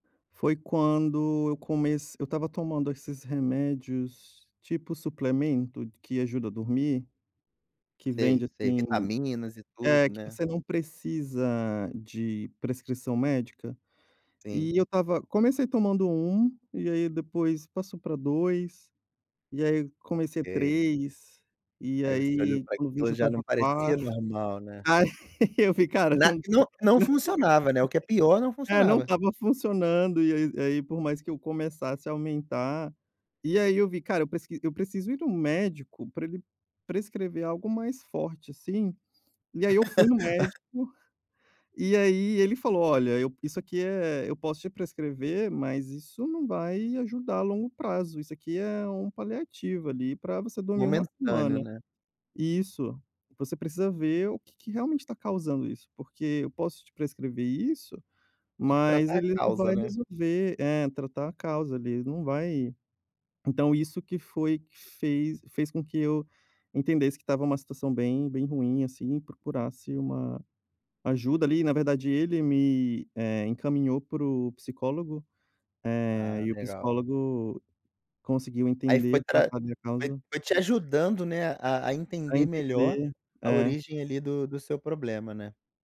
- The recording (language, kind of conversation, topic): Portuguese, podcast, O que te ajuda a dormir melhor quando a cabeça não para?
- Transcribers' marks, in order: laughing while speaking: "Aí, eu vi cara não não"; laugh